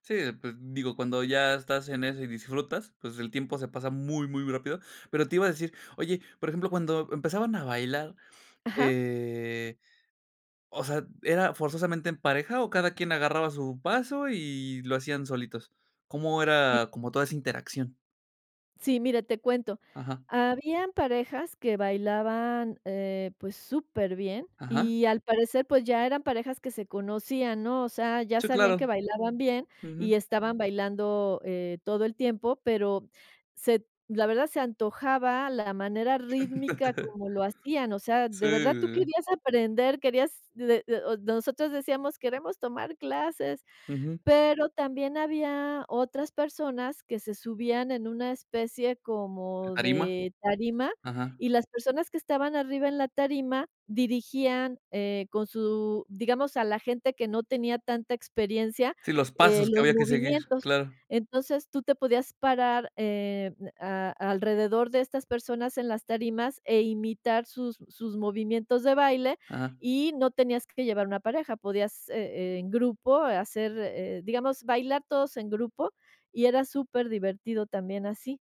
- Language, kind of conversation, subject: Spanish, podcast, ¿Alguna vez te han recomendado algo que solo conocen los locales?
- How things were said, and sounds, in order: drawn out: "eh"; other noise; chuckle; tapping; other background noise